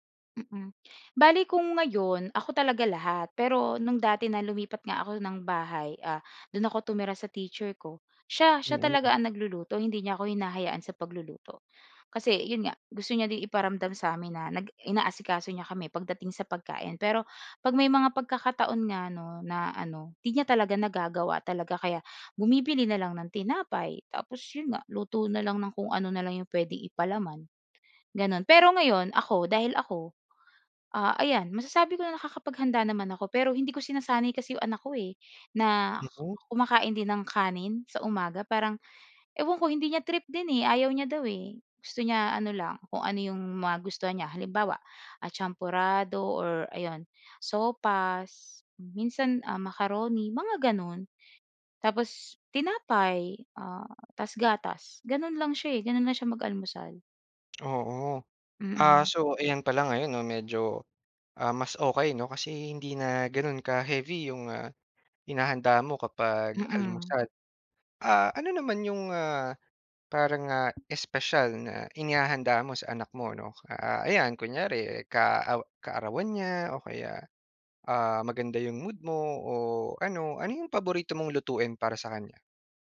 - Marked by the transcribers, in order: tapping
- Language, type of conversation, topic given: Filipino, podcast, Ano ang karaniwang almusal ninyo sa bahay?